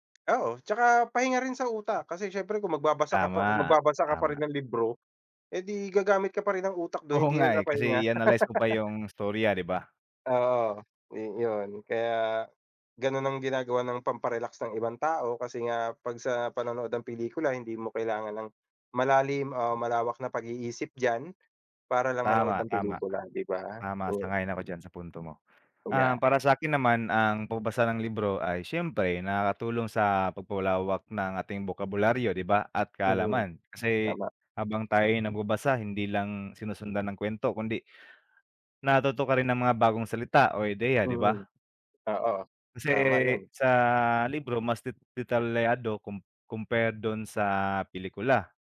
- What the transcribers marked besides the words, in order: laughing while speaking: "Oo nga, eh"; laugh
- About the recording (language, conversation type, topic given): Filipino, unstructured, Paano ka magpapasya kung magbabasa ka ng libro o manonood ng pelikula?
- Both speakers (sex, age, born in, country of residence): male, 25-29, Philippines, Philippines; male, 30-34, Philippines, Philippines